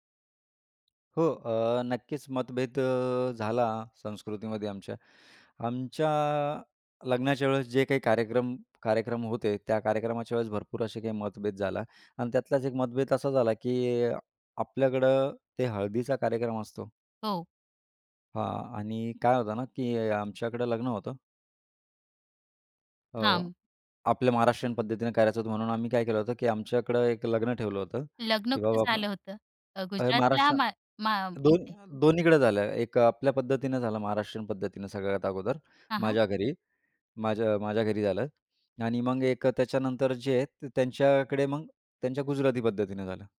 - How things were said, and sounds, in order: other background noise
- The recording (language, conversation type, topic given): Marathi, podcast, तुमच्या घरात वेगवेगळ्या संस्कृती एकमेकांत कशा मिसळतात?